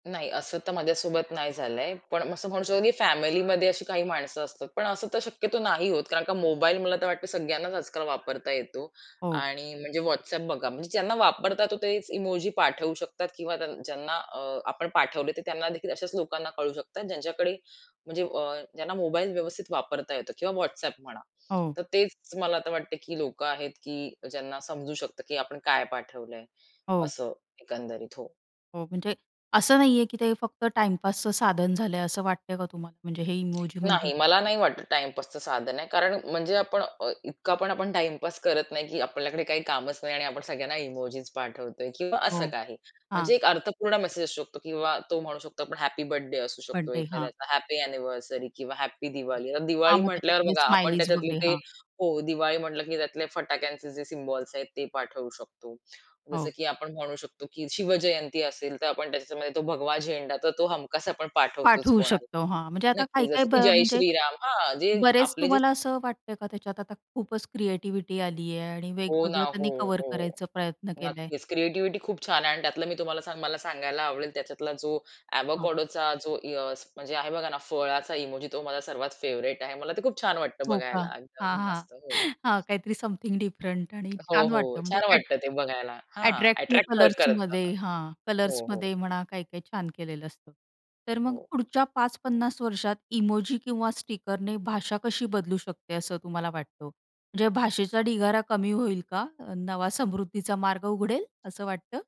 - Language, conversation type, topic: Marathi, podcast, इमोजी वापरल्याने संभाषणात काय बदल होतो, ते सांगशील का?
- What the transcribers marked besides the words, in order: other background noise; other street noise; tsk; tapping; in English: "स्माइलीज"; in English: "अवाकाडो"; in English: "फेव्हरेट"; joyful: "मला ते खूप छान वाटतं बघायला. एकदम मस्त. हो"; laughing while speaking: "हां"; in English: "समथिंग"; in English: "कलर्समध्ये"; in English: "कलर्समध्ये"